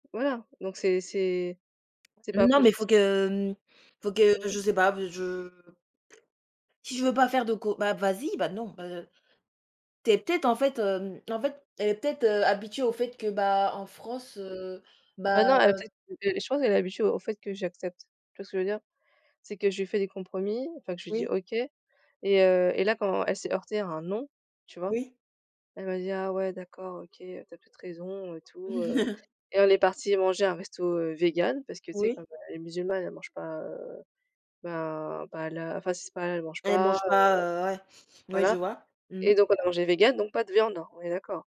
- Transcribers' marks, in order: other background noise; laugh
- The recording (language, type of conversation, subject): French, unstructured, Quelles sont tes stratégies pour trouver un compromis ?